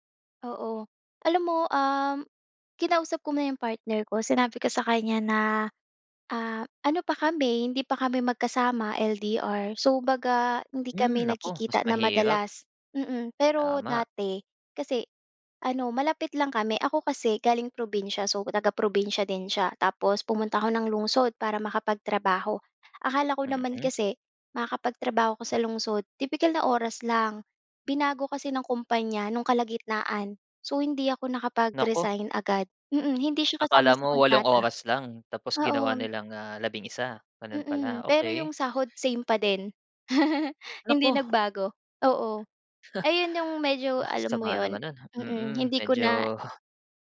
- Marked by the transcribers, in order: in English: "LDR"; in English: "nakapag-resign"; laugh; laugh
- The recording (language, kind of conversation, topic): Filipino, podcast, Ano ang pinakamahirap sa pagbabalansi ng trabaho at relasyon?